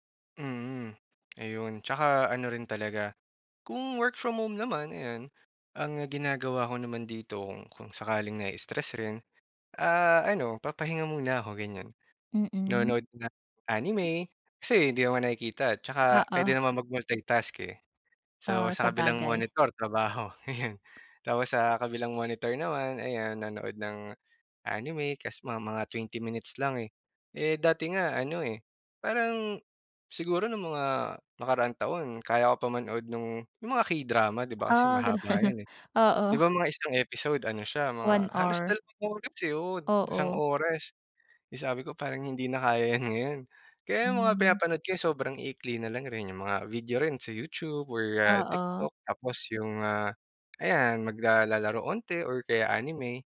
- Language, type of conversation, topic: Filipino, podcast, Paano mo pinamamahalaan ang stress sa trabaho?
- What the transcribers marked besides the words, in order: other background noise; chuckle; chuckle